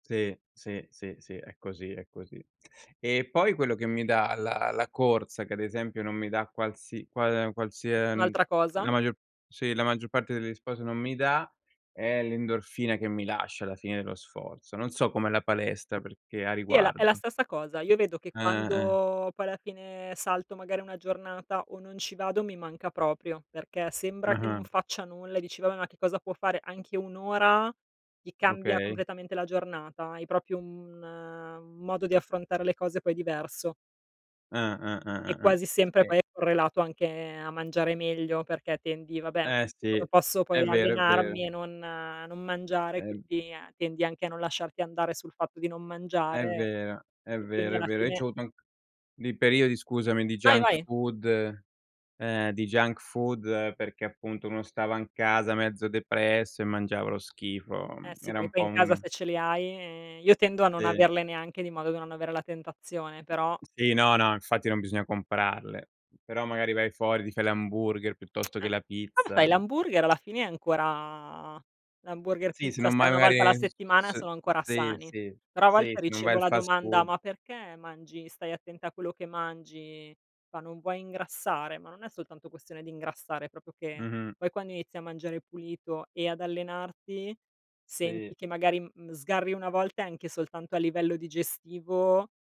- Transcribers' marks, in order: other background noise; drawn out: "quando"; "proprio" said as "propio"; drawn out: "un"; in English: "junk food"; in English: "junk food"; tapping; "proprio" said as "propio"
- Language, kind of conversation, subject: Italian, unstructured, Come affronti i momenti di tristezza o di delusione?